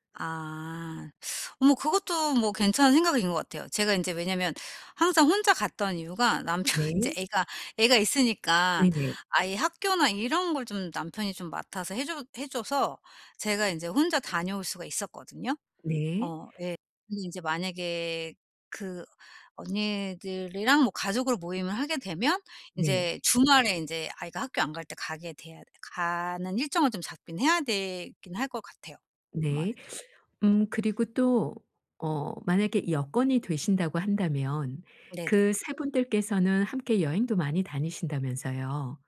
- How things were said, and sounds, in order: laughing while speaking: "남편"; other background noise
- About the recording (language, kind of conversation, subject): Korean, advice, 친구 모임에서 대화에 어떻게 자연스럽게 참여할 수 있을까요?